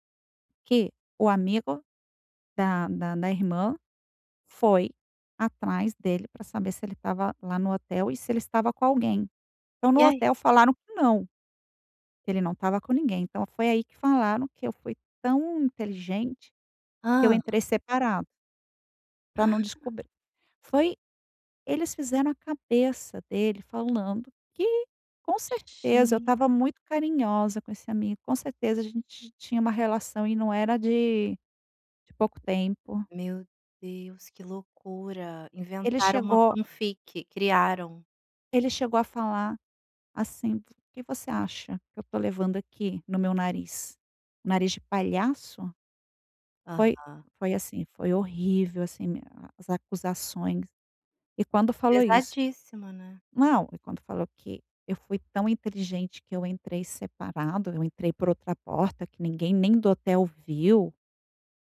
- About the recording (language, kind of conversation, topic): Portuguese, advice, Como posso lidar com um término recente e a dificuldade de aceitar a perda?
- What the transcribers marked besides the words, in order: gasp; tapping; in English: "fan-fic"